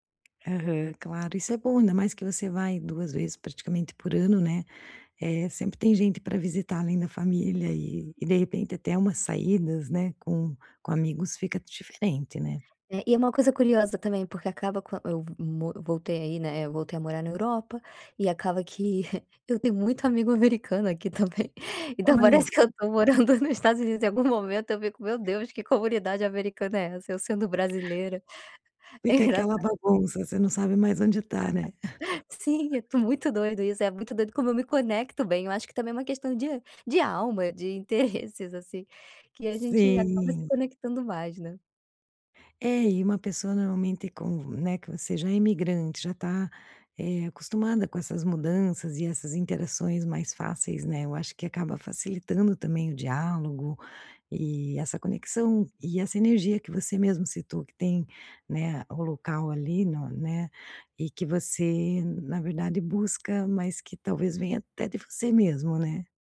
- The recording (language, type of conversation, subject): Portuguese, podcast, Qual lugar você sempre volta a visitar e por quê?
- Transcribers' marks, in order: laugh